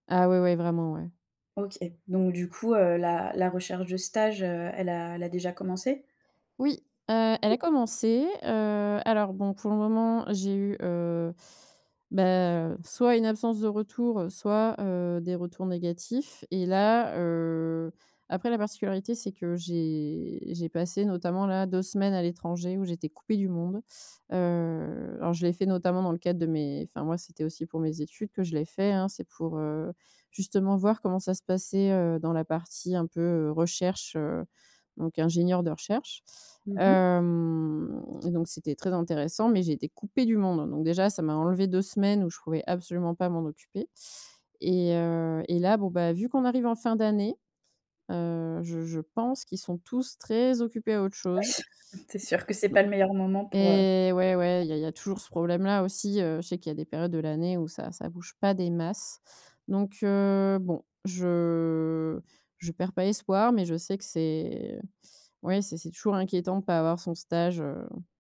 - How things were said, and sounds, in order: other background noise; drawn out: "hem"; stressed: "très"; tapping; drawn out: "je"
- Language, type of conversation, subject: French, advice, Comment accepter et gérer l’incertitude dans ma vie alors que tout change si vite ?
- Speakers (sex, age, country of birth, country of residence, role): female, 25-29, France, France, advisor; female, 30-34, France, France, user